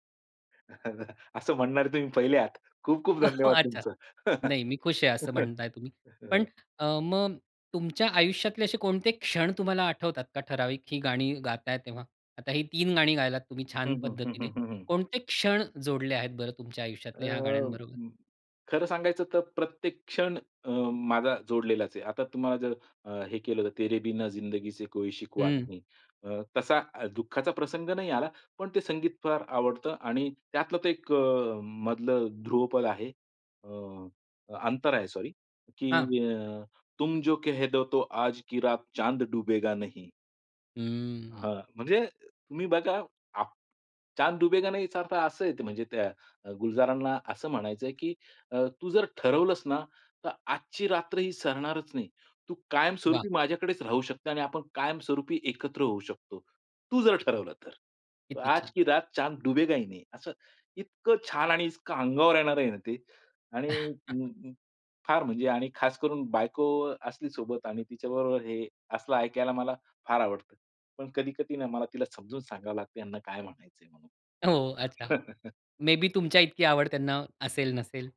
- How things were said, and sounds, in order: chuckle; laughing while speaking: "असं म्हणणारे तुम्ही पहिले आहात, खूप-खूप धन्यवाद तुमचं"; cough; joyful: "खूप-खूप धन्यवाद तुमचं"; chuckle; other background noise; in Hindi: "तेरे बिना जिंदगी से कोई शिकवा नही"; tapping; in Hindi: "तुम जो कहे दो तो आज की रात चांद डूबेगा नहीं"; in Hindi: "चांद डुबेगा नाही"; in Hindi: "आज की रात चांद डुबेगा ही नाही"; joyful: "इतकं छान आणि इतकं अंगावर येणार आहे ना ते"; chuckle; in Hindi: "मे बी"; chuckle
- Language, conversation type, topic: Marathi, podcast, कोणत्या कलाकाराचं संगीत तुला विशेष भावतं आणि का?